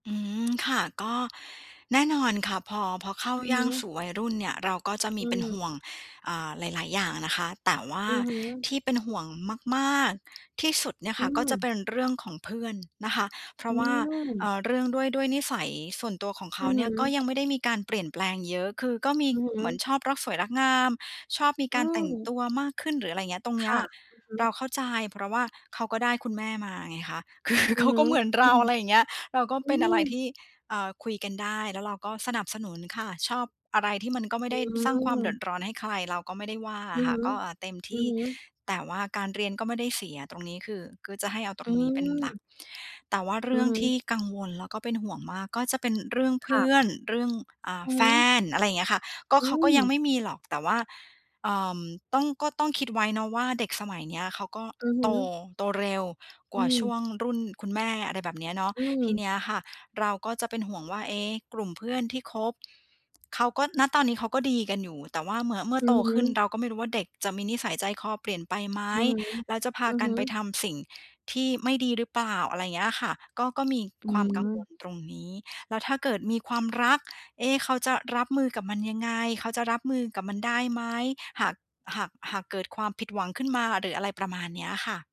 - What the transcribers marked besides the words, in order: other background noise; laughing while speaking: "คือ"; laughing while speaking: "อือ"
- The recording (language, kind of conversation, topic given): Thai, advice, ฉันจะปรับตัวอย่างไรให้รู้สึกสบายใจกับการเปลี่ยนผ่านครั้งใหญ่ในชีวิต?